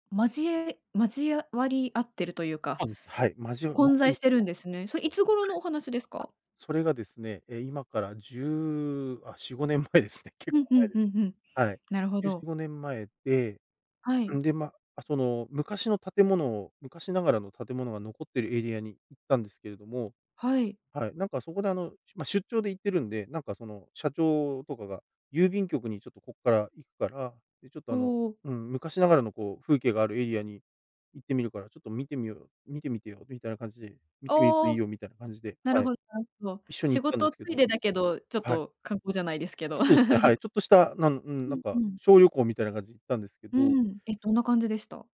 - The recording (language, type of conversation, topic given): Japanese, podcast, 忘れられない風景に出会ったときのことを教えていただけますか？
- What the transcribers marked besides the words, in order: laughing while speaking: "しごねん 前ですね"; laugh